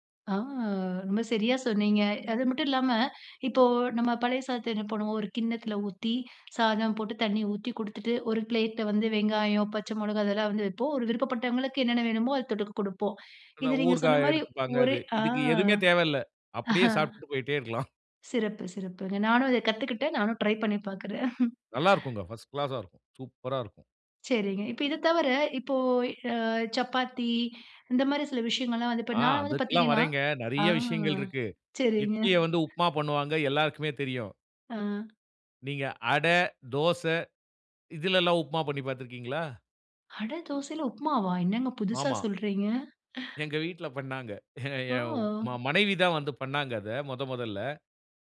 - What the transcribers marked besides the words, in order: drawn out: "ஆ"; inhale; inhale; inhale; drawn out: "ஆ"; chuckle; chuckle; inhale; in English: "ஃபர்ஸ்ட் கிளாஸ்ஸா"; inhale; "அதுக்கெல்லாம்" said as "அதுக்ல்லாம்"; drawn out: "ஆ"; surprised: "அட தோசைல உப்மாவா என்னங்க புதுசா சொல்றீங்க"; breath; laughing while speaking: "எ எ ம"
- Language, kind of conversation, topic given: Tamil, podcast, மிச்சமான உணவை புதிதுபோல் சுவையாக மாற்றுவது எப்படி?